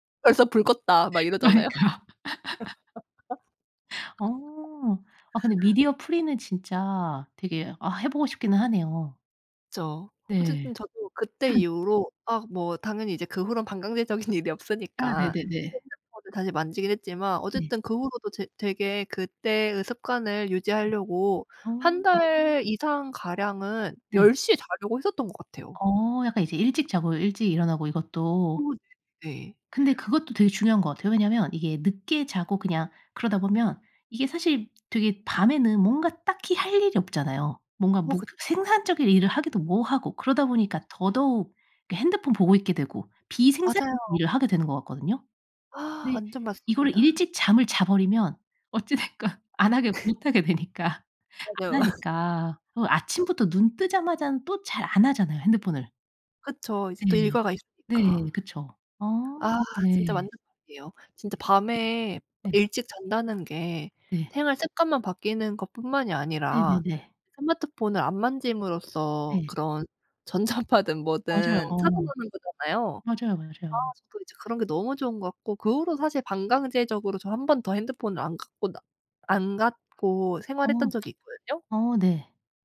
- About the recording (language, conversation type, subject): Korean, podcast, 스마트폰 같은 방해 요소를 어떻게 관리하시나요?
- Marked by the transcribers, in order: laughing while speaking: "그러니까"; laugh; in English: "미디어 프리는"; laugh; throat clearing; other background noise; laughing while speaking: "일이"; laughing while speaking: "어찌 됐건 안 하게 못 하게 되니까"; laugh; laugh; tapping; laughing while speaking: "전자파든"